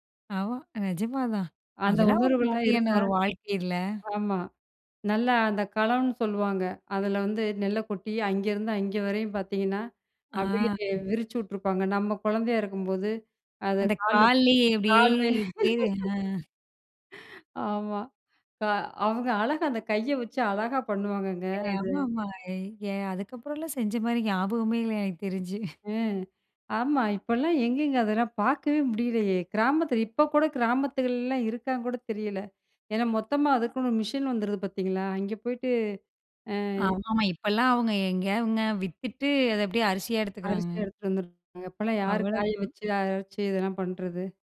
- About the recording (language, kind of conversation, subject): Tamil, podcast, பூர்வீக இடத்துக்குச் சென்றபோது உங்களுக்குள் எழுந்த உண்மை உணர்வுகள் எவை?
- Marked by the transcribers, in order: other background noise; drawn out: "ஆ"; laugh; chuckle